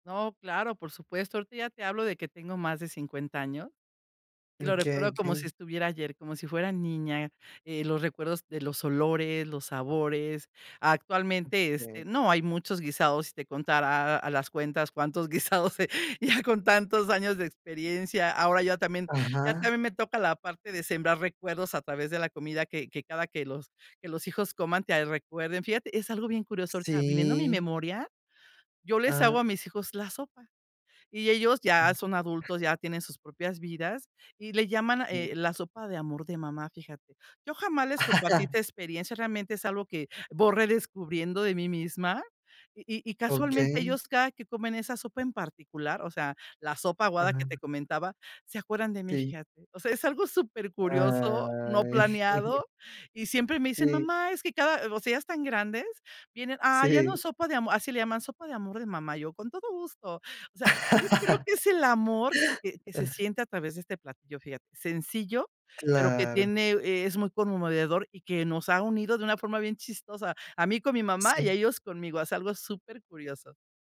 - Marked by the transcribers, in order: laughing while speaking: "guisados"; other noise; chuckle; drawn out: "Ay"; chuckle; laugh
- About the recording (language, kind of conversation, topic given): Spanish, podcast, ¿Qué comidas te hacen sentir en casa?